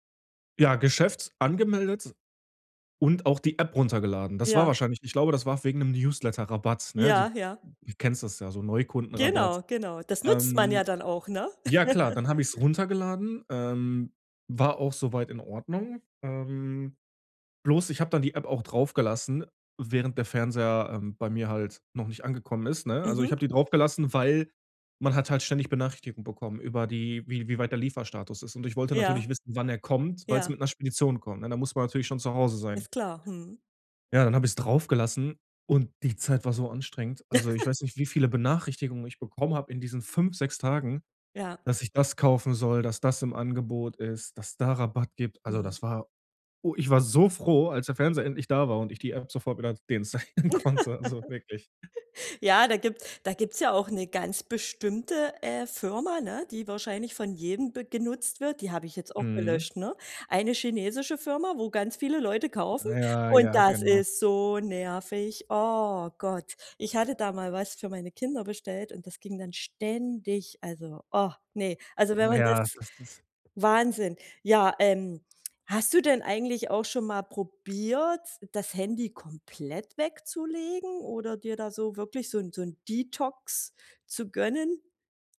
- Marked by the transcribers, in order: giggle; giggle; stressed: "so froh"; laughing while speaking: "deinstallieren konnte"; laugh; other background noise; drawn out: "das ist so nervig"; put-on voice: "das ist so nervig"; drawn out: "ständig"; laughing while speaking: "Ja"
- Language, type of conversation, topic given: German, podcast, Wie gehst du mit Benachrichtigungen um, ohne ständig abgelenkt zu sein?